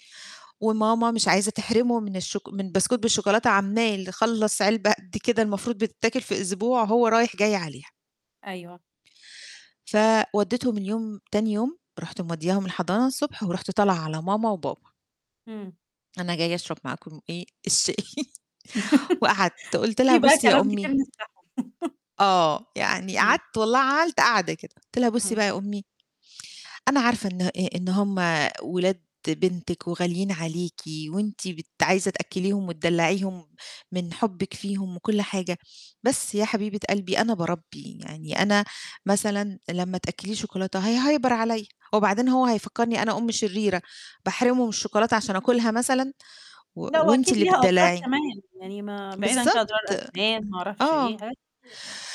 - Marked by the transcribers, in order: chuckle; laugh; tapping; chuckle; in English: "هيهيبر"; other noise; distorted speech
- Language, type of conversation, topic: Arabic, podcast, إزاي الجد والجدة يشاركوا في تربية الأولاد بشكل صحي؟